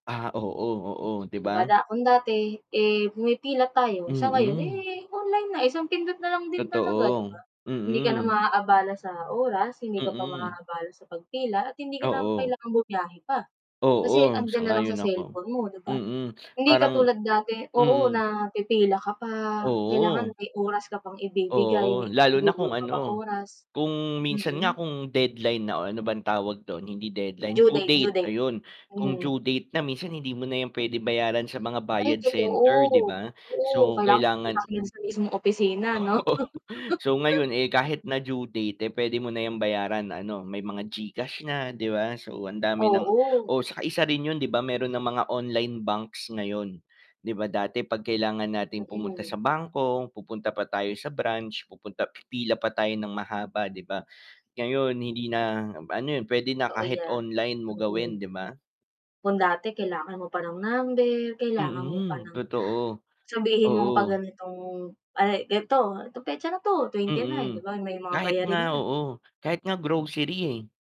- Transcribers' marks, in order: static; distorted speech; laughing while speaking: "Oo"; laugh
- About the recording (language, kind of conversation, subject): Filipino, unstructured, Paano nakatulong ang teknolohiya sa pagpapadali ng iyong mga pang-araw-araw na gawain?